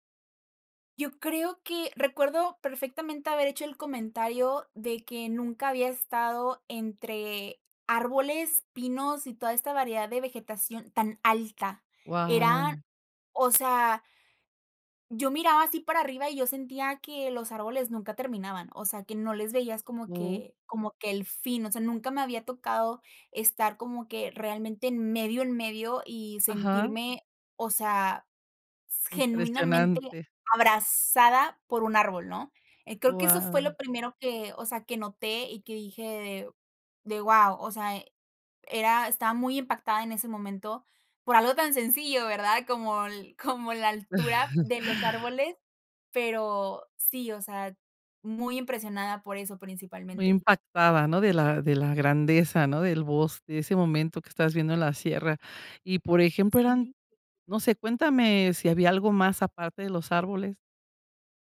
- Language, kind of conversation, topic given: Spanish, podcast, Cuéntame sobre una experiencia que te conectó con la naturaleza
- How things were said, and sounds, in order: other noise; chuckle; laughing while speaking: "como la"; tapping